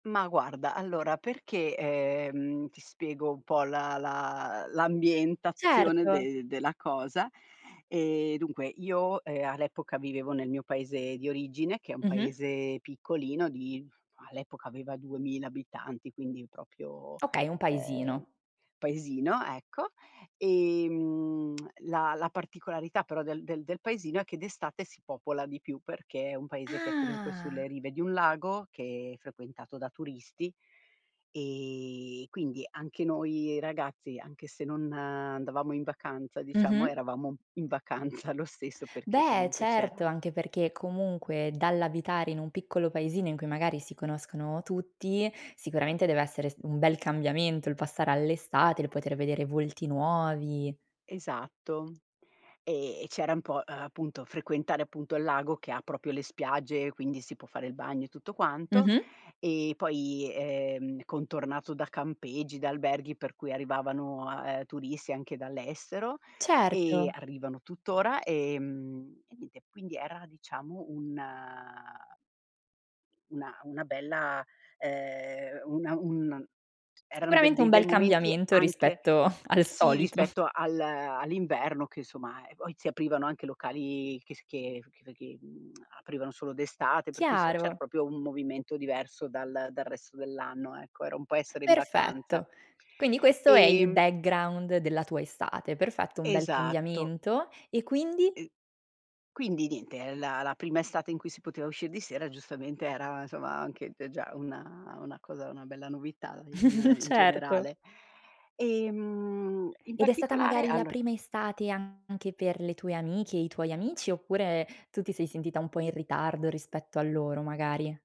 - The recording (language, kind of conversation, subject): Italian, podcast, Quale canzone ti fa tornare sempre con la mente a un’estate del passato?
- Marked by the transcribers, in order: "proprio" said as "propio"; lip smack; laughing while speaking: "vacanza lo stesso"; "proprio" said as "propio"; chuckle; "proprio" said as "propio"; in English: "background"; unintelligible speech; "insomma" said as "insoma"; chuckle; laughing while speaking: "Certo"